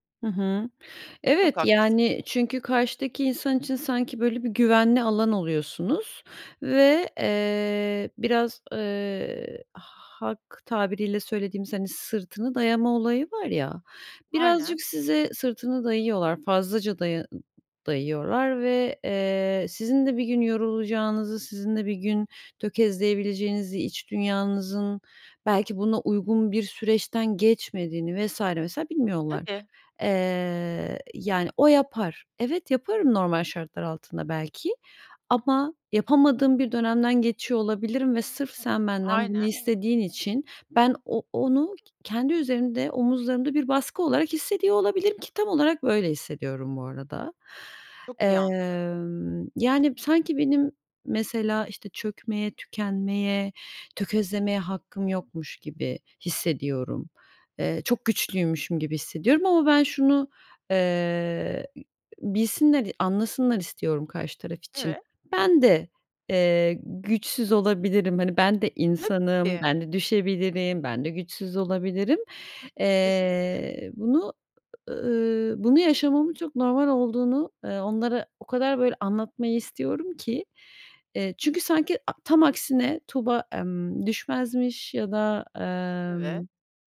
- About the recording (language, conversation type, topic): Turkish, advice, Herkesi memnun etmeye çalışırken neden sınır koymakta zorlanıyorum?
- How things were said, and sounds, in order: tapping